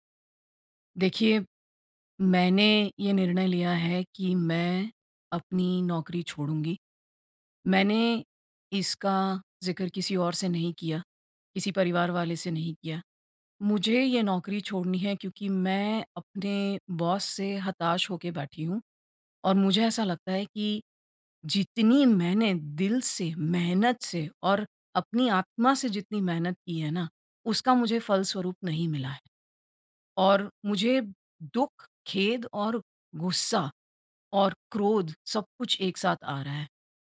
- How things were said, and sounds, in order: in English: "बॉस"
- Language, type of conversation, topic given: Hindi, advice, बॉस से तनख्वाह या पदोन्नति पर बात कैसे करें?